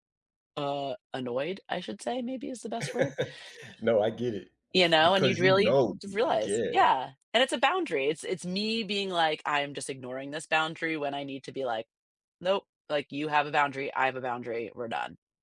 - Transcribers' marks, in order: laugh; other noise; other background noise
- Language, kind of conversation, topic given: English, unstructured, What are some thoughtful ways to help a friend who is struggling emotionally?
- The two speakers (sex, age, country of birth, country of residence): female, 35-39, United States, United States; male, 30-34, United States, United States